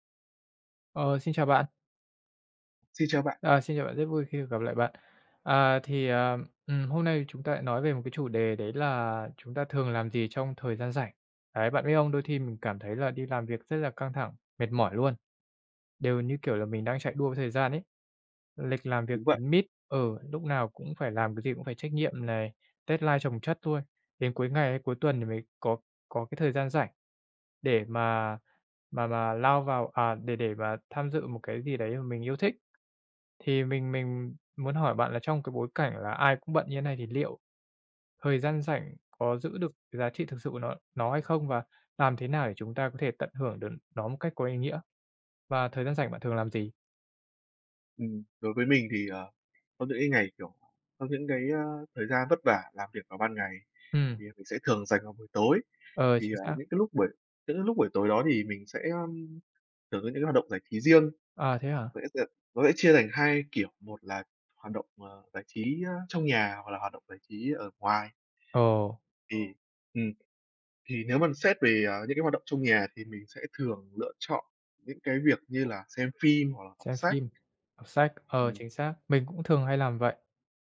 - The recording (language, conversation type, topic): Vietnamese, unstructured, Bạn thường dành thời gian rảnh để làm gì?
- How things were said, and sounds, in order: in English: "deadline"; other background noise; tapping